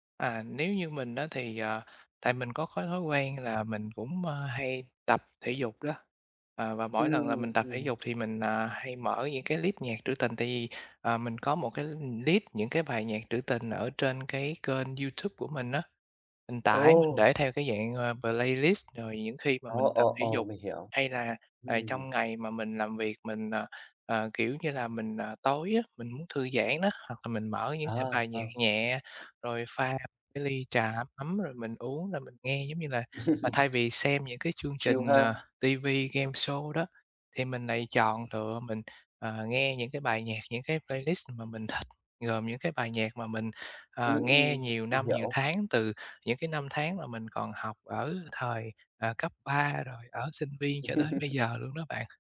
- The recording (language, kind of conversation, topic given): Vietnamese, podcast, Bài hát nào giúp bạn thư giãn nhất?
- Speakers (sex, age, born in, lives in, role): male, 25-29, Vietnam, Vietnam, host; other, 60-64, Vietnam, Vietnam, guest
- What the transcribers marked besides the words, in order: tapping; in English: "playlist"; other background noise; laugh; in English: "Chill"; in English: "playlist"; laugh